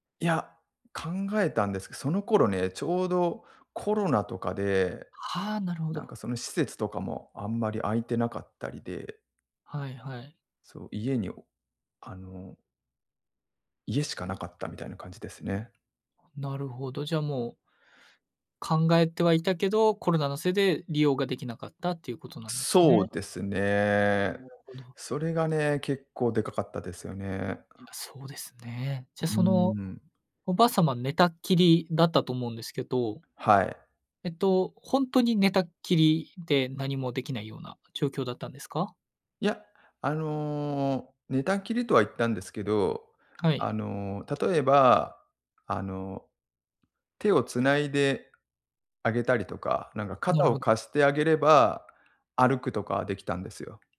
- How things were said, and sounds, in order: none
- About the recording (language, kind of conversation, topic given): Japanese, advice, 介護の負担を誰が担うかで家族が揉めている